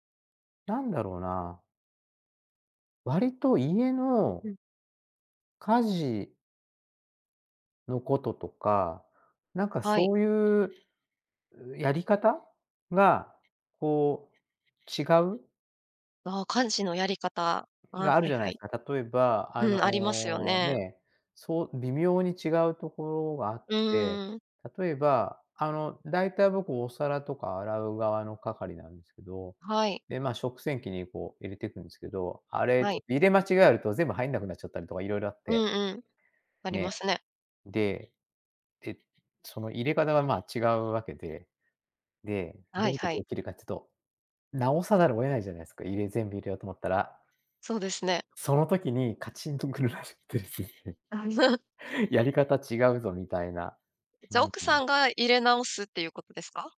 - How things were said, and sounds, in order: other background noise; laughing while speaking: "来るらしくてですね"; chuckle; other noise
- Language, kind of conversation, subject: Japanese, advice, 頻繁に喧嘩してしまう関係を改善するには、どうすればよいですか？